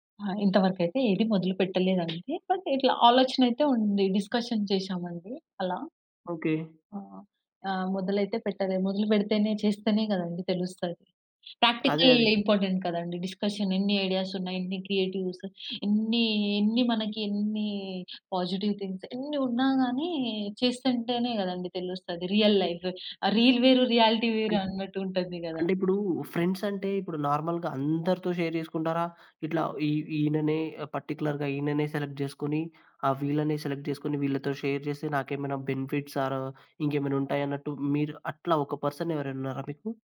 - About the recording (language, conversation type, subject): Telugu, podcast, మీరు మీ సృజనాత్మక గుర్తింపును ఎక్కువగా ఎవరితో పంచుకుంటారు?
- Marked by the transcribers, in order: other background noise; in English: "బట్"; in English: "డిస్‌కషన్"; in English: "ప్రాక్టికల్ ఇంపార్టెంట్"; in English: "డిస్‌కషన్"; in English: "క్రియేటివ్స్"; in English: "పాజిటివ్ థింగ్స్"; in English: "రియల్ లైఫ్!"; in English: "రీల్"; in English: "రియాలిటీ"; in English: "ఫ్రెండ్స్"; in English: "నార్మల్‌గా"; in English: "షేర్"; in English: "పార్టిక్యులర్‌గా"; in English: "సెలెక్ట్"; in English: "సెలెక్ట్"; in English: "షేర్"; in English: "బెనిఫిట్స్ ఆర్"; in English: "పర్సన్"